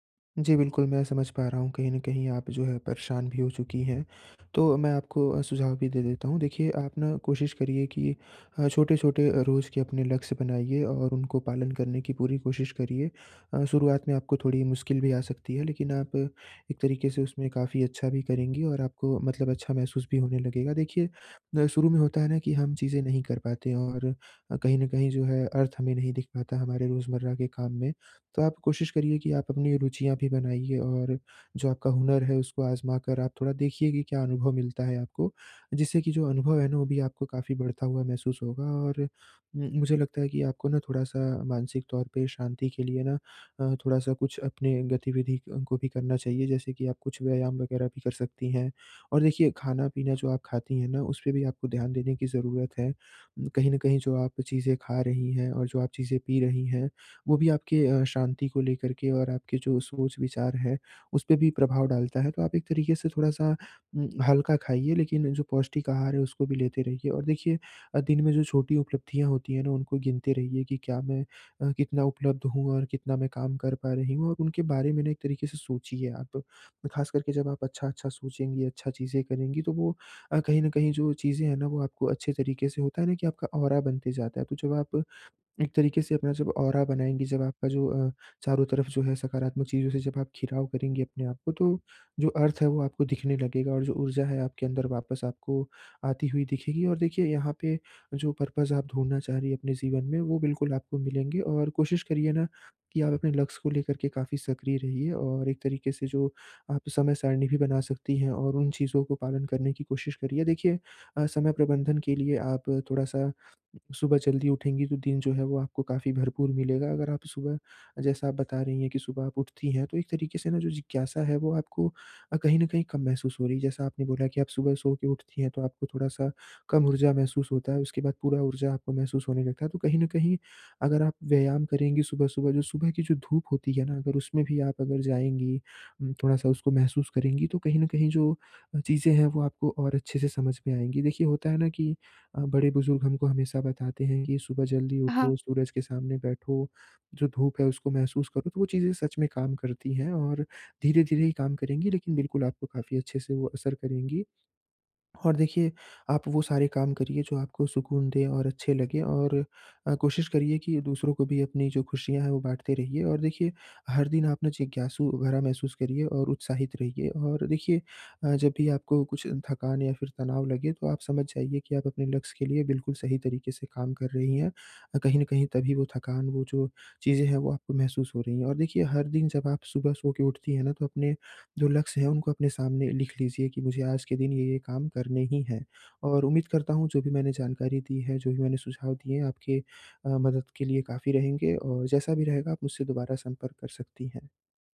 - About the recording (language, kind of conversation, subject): Hindi, advice, रोज़मर्रा की ज़िंदगी में अर्थ कैसे ढूँढूँ?
- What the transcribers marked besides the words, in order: in English: "ऑरा"; in English: "ऑरा"; in English: "पर्पज़"